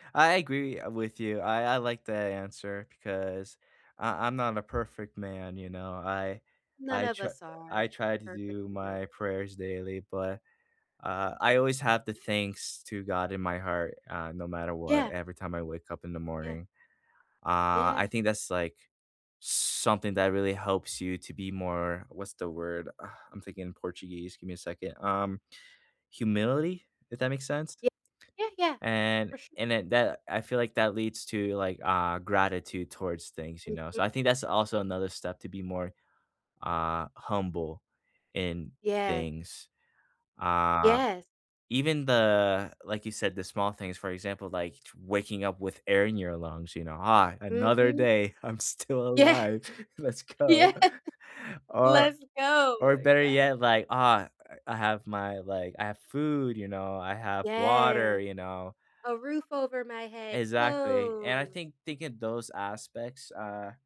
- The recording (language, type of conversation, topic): English, unstructured, What is a simple way to practice gratitude every day?
- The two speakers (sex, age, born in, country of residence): female, 35-39, United States, United States; male, 25-29, United States, United States
- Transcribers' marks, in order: unintelligible speech; laughing while speaking: "Yeah. Yeah"; laughing while speaking: "still alive, let's go"; drawn out: "Yes"; other background noise; drawn out: "clothes"